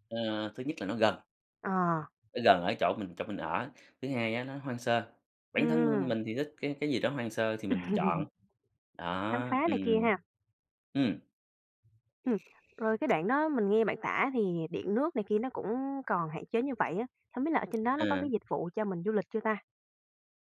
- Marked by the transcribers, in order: laugh; tapping
- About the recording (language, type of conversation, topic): Vietnamese, podcast, Chuyến du lịch nào khiến bạn nhớ mãi không quên?